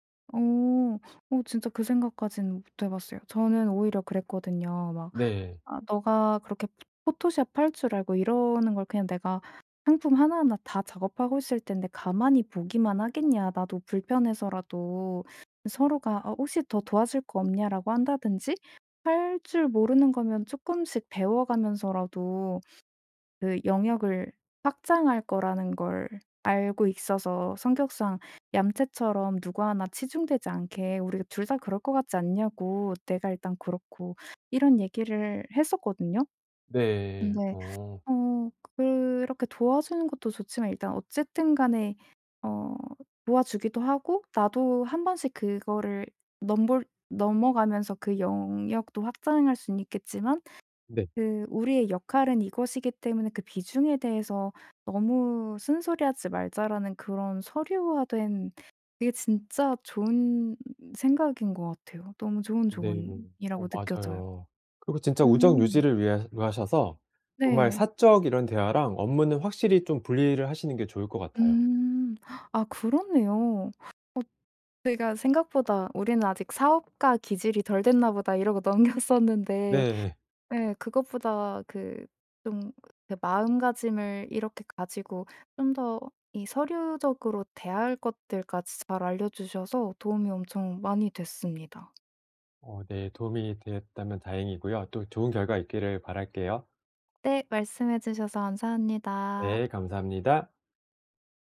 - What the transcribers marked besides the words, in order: tapping; other background noise; laughing while speaking: "넘겼었는데"
- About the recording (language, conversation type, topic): Korean, advice, 초보 창업자가 스타트업에서 팀을 만들고 팀원들을 효과적으로 관리하려면 어디서부터 시작해야 하나요?